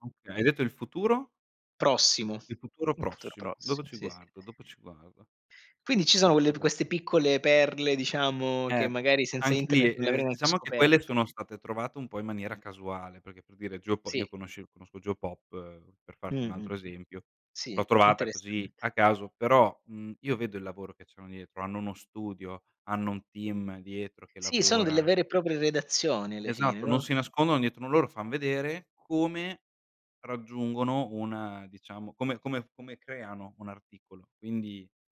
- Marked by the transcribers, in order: other background noise
- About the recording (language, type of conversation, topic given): Italian, unstructured, Qual è il tuo consiglio per chi vuole rimanere sempre informato?